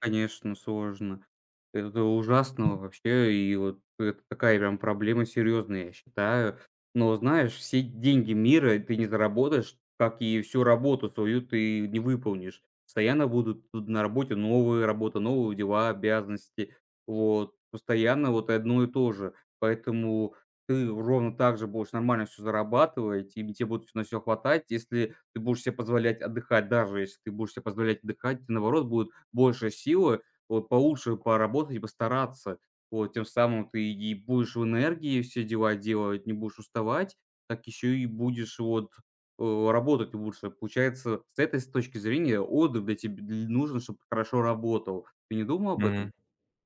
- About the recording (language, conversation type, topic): Russian, advice, Как чувство вины во время перерывов мешает вам восстановить концентрацию?
- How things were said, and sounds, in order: tapping; other background noise